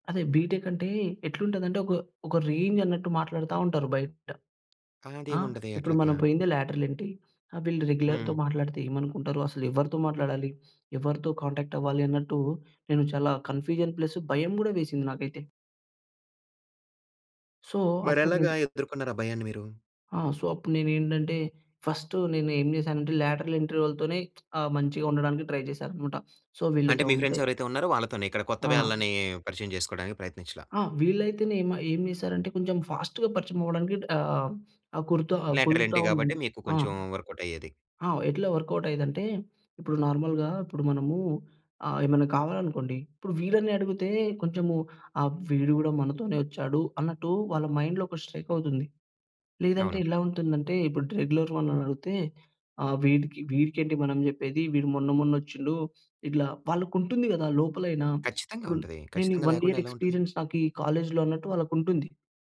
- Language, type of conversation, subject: Telugu, podcast, పాత స్నేహాలను నిలుపుకోవడానికి మీరు ఏమి చేస్తారు?
- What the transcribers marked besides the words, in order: in English: "బీటెక్"; in English: "రేంజ్"; in English: "లేటరల్"; in English: "రెగ్యులర్‌తో"; in English: "కాంటాక్ట్"; in English: "కన్ఫ్యూజన్ ప్లస్"; in English: "సో"; in English: "సో"; in English: "లేట్రల్ ఎంట్రీ"; lip smack; in English: "ట్రై"; in English: "సో"; in English: "ఫ్రెండ్స్"; in English: "ఫాస్ట్‌గా"; in English: "లేటర్"; in English: "వర్కౌట్"; in English: "వర్కౌట్"; in English: "నార్మల్‌గా"; in English: "మైండ్‌లో"; in English: "స్ట్రైక్"; in English: "రెగ్యులర్"; in English: "వన్ ఇయర్ ఎక్స్‌పీరిఎన్స్"; in English: "కాలేజ్‌లో"